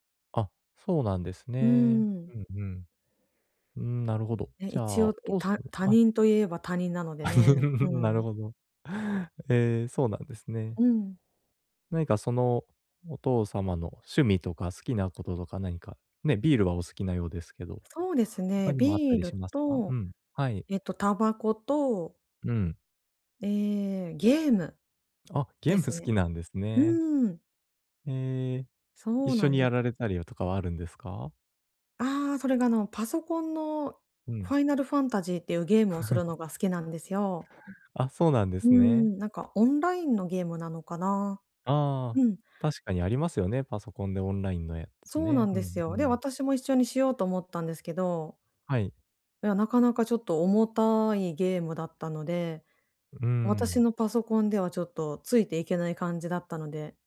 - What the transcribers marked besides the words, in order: chuckle; chuckle
- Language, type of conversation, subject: Japanese, advice, 相手にぴったりのプレゼントはどう選べばいいですか？